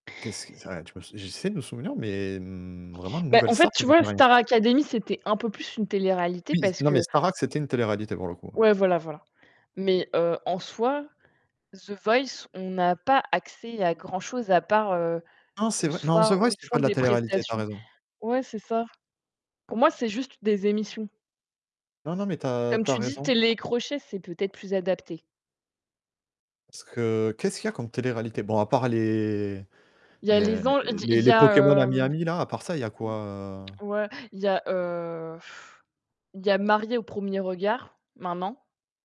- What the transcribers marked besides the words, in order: static; tapping; distorted speech; other background noise; sigh
- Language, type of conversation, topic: French, unstructured, La télé-réalité valorise-t-elle vraiment des comportements négatifs ?